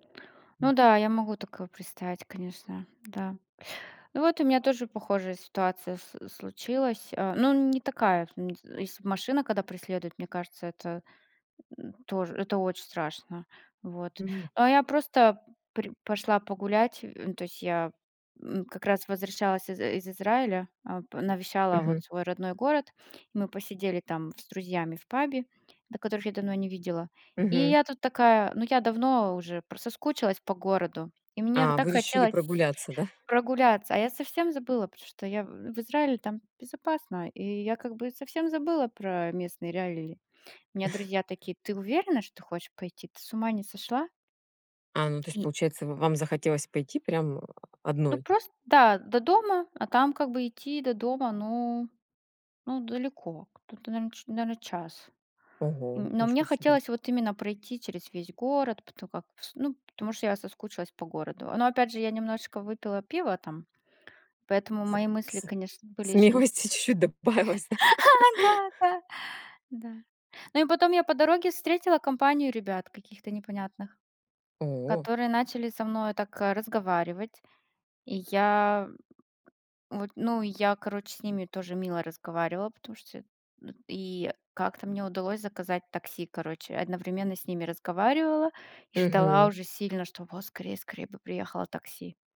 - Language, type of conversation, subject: Russian, unstructured, Почему, по-вашему, люди боятся выходить на улицу вечером?
- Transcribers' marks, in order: chuckle; tapping; laughing while speaking: "смелости чуть-чуть добавилось, да?"; laugh; grunt